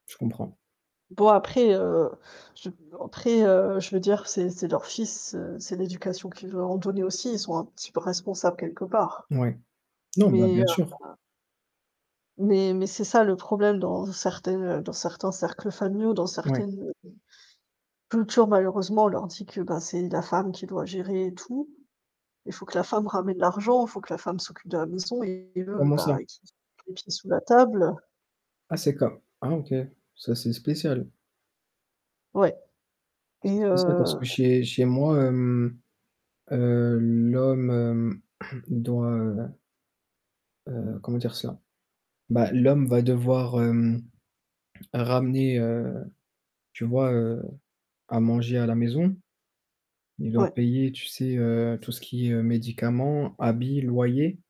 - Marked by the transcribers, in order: static; other background noise; unintelligible speech; distorted speech; mechanical hum; throat clearing
- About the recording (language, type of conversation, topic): French, unstructured, Où vous voyez-vous dans cinq ans sur le plan du développement personnel ?